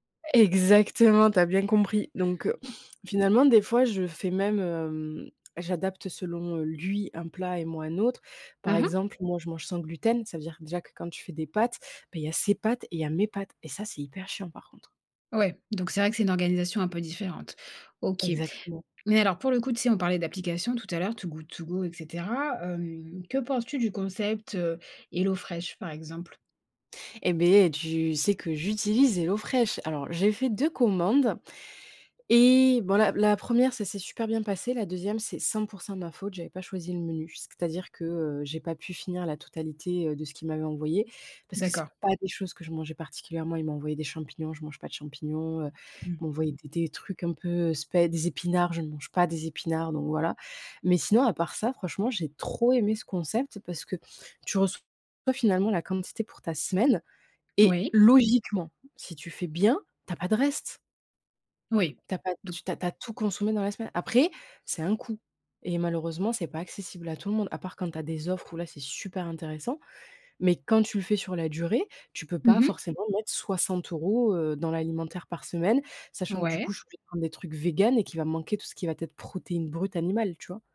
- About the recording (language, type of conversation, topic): French, podcast, Comment gères-tu le gaspillage alimentaire chez toi ?
- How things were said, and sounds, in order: stressed: "Exactement"; other noise; drawn out: "hem"; tapping; other background noise; stressed: "ses"; stressed: "mes"; stressed: "j'utilise"; drawn out: "et"; stressed: "trop"; stressed: "logiquement"